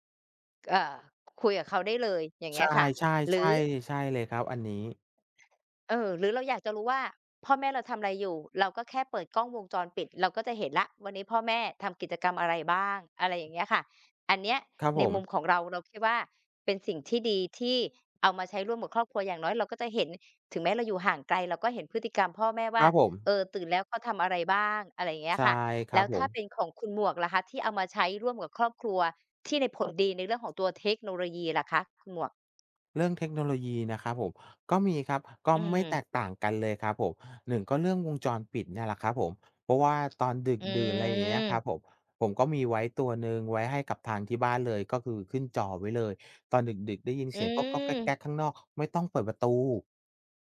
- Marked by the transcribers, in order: other background noise
- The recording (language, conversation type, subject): Thai, unstructured, คุณคิดอย่างไรกับการเปลี่ยนแปลงของครอบครัวในยุคปัจจุบัน?